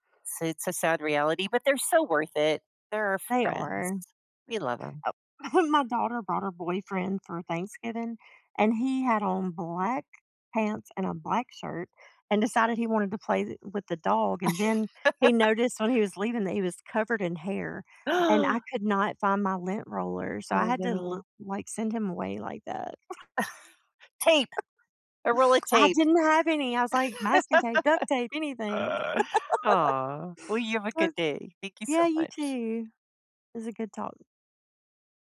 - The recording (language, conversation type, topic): English, unstructured, What pet qualities should I look for to be a great companion?
- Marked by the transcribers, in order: chuckle; laugh; gasp; laugh; laugh; other noise; chuckle; laugh